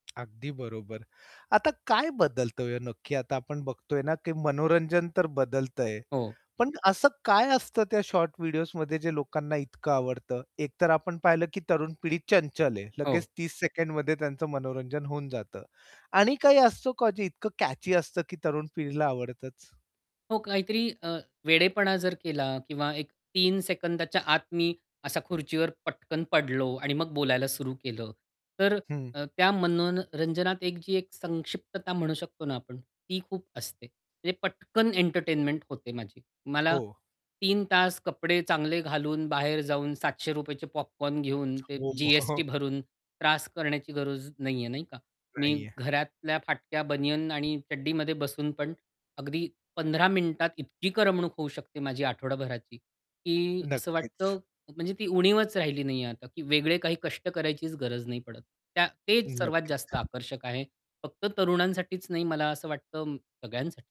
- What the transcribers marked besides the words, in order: tapping; static; in English: "कॅची"; other background noise; chuckle; distorted speech
- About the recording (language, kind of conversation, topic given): Marathi, podcast, शॉर्ट व्हिडिओंमुळे आपल्या मनोरंजनाचा स्वाद बदलला आहे का, याबद्दल तुम्हाला काय वाटतं?